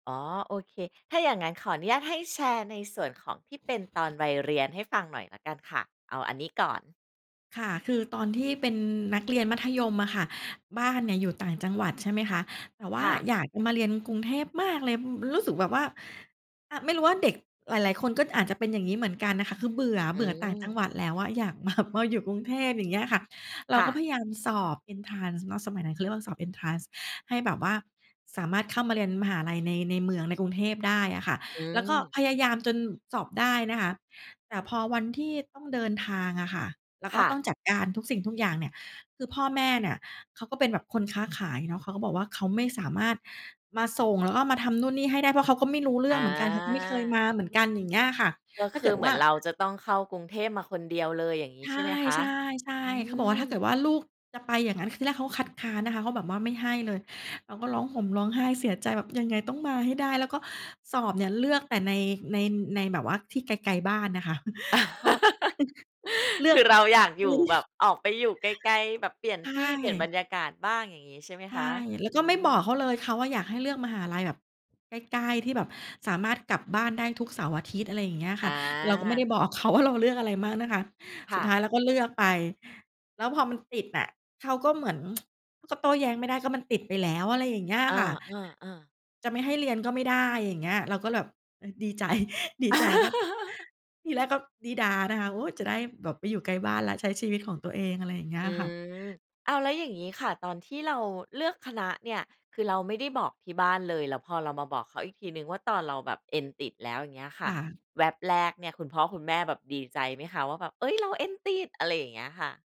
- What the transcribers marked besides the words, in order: other background noise; other noise; laughing while speaking: "มา"; laugh; chuckle; unintelligible speech; laughing while speaking: "เขา"; tsk; laughing while speaking: "ดีใจ"; laugh
- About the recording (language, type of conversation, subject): Thai, podcast, ความท้าทายที่ใหญ่ที่สุดที่คุณเคยเจอคืออะไร?